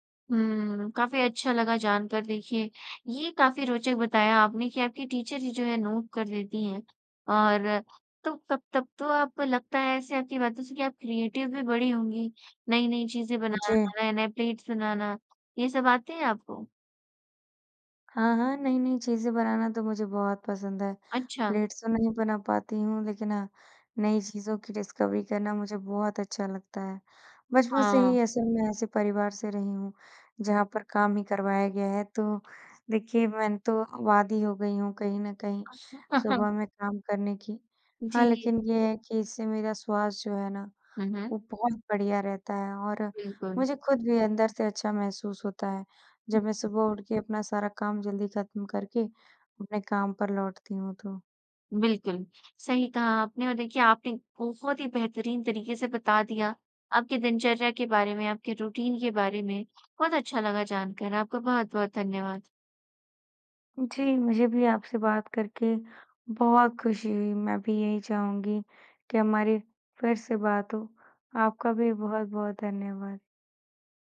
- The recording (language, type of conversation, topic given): Hindi, podcast, सुबह उठने के बाद आप सबसे पहले क्या करते हैं?
- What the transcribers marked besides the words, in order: in English: "टीचर"; in English: "नोट"; in English: "क्रिएटिव"; in English: "प्लेट्स"; in English: "प्लेट्स"; in English: "डिस्कवरी"; laugh; unintelligible speech; in English: "रूटीन"